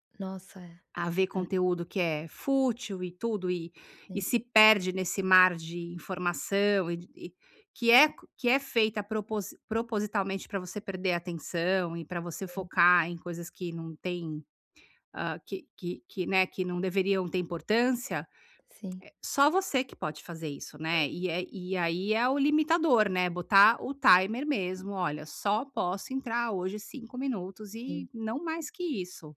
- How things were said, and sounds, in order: none
- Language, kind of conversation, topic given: Portuguese, advice, Por que não consigo relaxar em casa por causa das distrações digitais no celular?